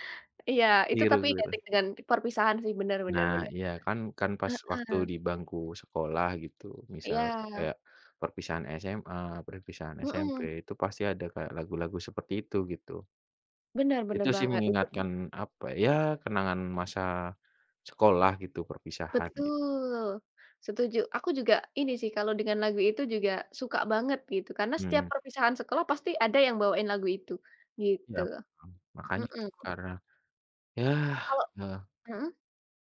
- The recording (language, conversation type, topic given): Indonesian, unstructured, Apa yang membuat sebuah lagu terasa berkesan?
- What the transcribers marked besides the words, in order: none